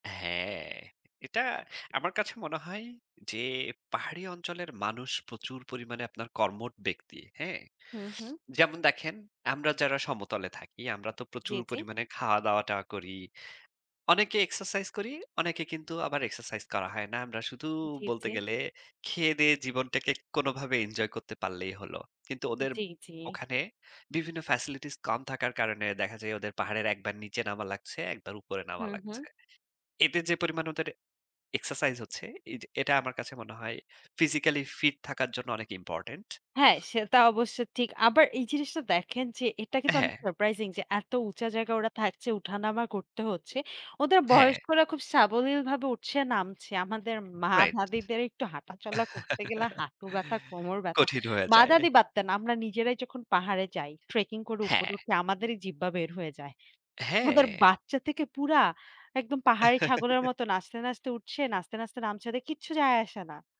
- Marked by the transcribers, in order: "কর্মঠ" said as "কর্মট"; sniff; other background noise; tapping; in English: "physically fit"; laugh; laugh
- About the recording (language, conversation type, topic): Bengali, unstructured, ভ্রমণে গিয়ে স্থানীয় সংস্কৃতি সম্পর্কে জানা কেন গুরুত্বপূর্ণ?